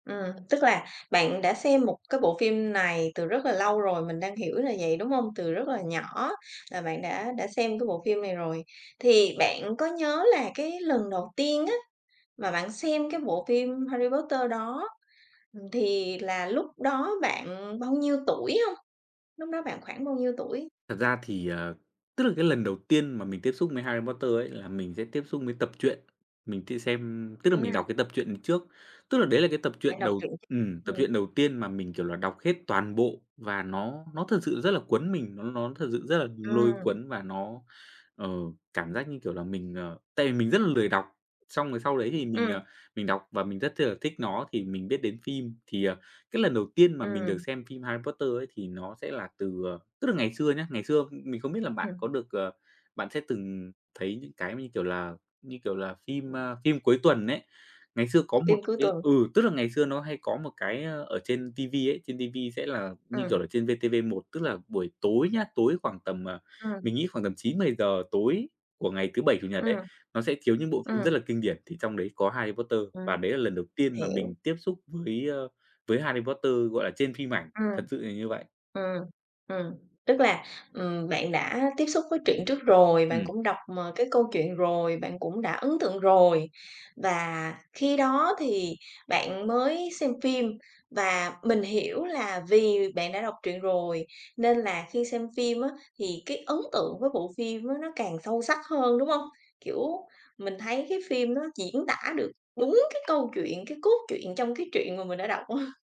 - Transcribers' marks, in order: tapping; other background noise; unintelligible speech; laughing while speaking: "á"
- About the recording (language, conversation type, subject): Vietnamese, podcast, Bạn có thể kể về bộ phim khiến bạn nhớ mãi nhất không?